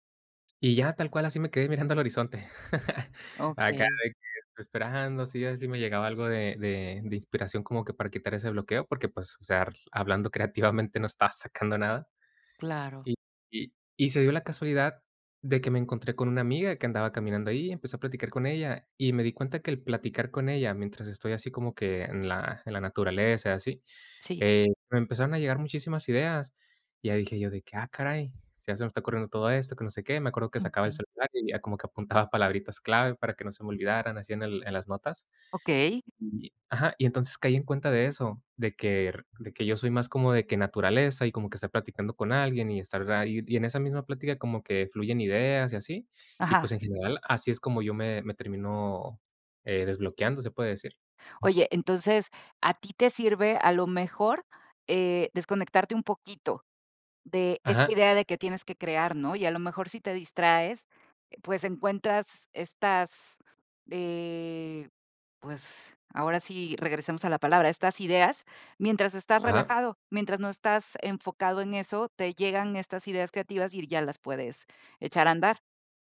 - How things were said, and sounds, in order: laugh; tapping; other background noise
- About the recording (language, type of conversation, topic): Spanish, podcast, ¿Qué haces cuando te bloqueas creativamente?